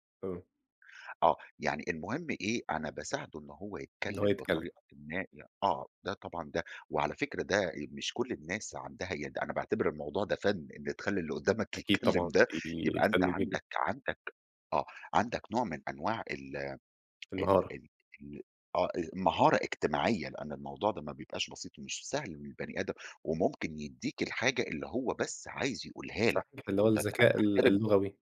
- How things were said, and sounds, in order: laughing while speaking: "يتكلم ده"; unintelligible speech
- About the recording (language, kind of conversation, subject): Arabic, podcast, إزاي تسأل أسئلة بتخلي الشخص يحكي أكتر؟